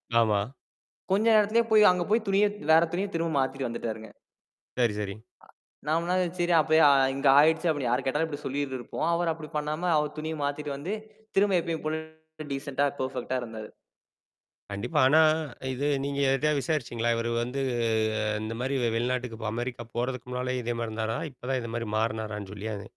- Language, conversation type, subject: Tamil, podcast, அந்த நாட்டைச் சேர்ந்த ஒருவரிடமிருந்து நீங்கள் என்ன கற்றுக்கொண்டீர்கள்?
- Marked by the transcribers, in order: distorted speech; in English: "டிசென்ட்டா பெர்ஃபெக்ட்டா"